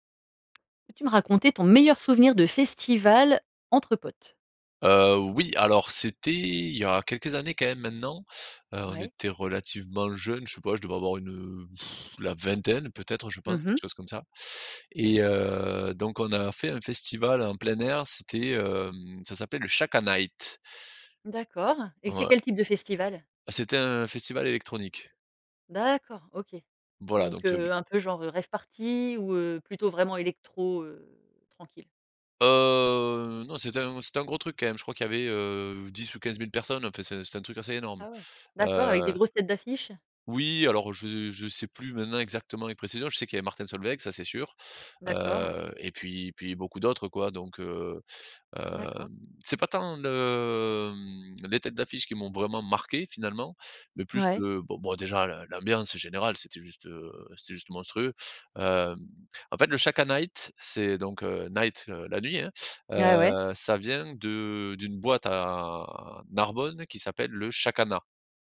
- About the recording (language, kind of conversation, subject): French, podcast, Quel est ton meilleur souvenir de festival entre potes ?
- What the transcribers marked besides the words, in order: blowing; drawn out: "Heu"; drawn out: "à"